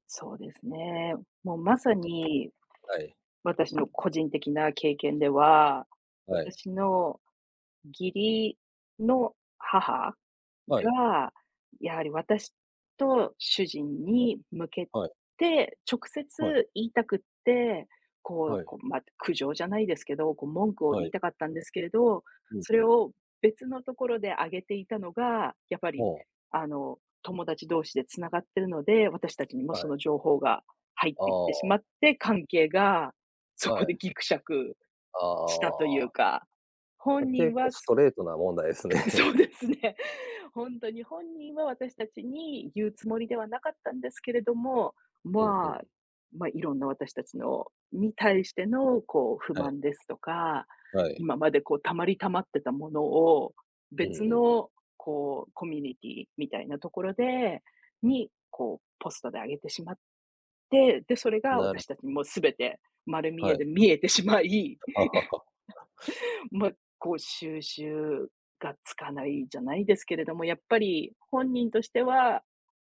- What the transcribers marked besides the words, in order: unintelligible speech; other background noise; tapping; laughing while speaking: "そうですね"; laughing while speaking: "ですね"; laughing while speaking: "見えてしまい"; chuckle; unintelligible speech; unintelligible speech
- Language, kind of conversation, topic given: Japanese, unstructured, SNSは人間関係にどのような影響を与えていると思いますか？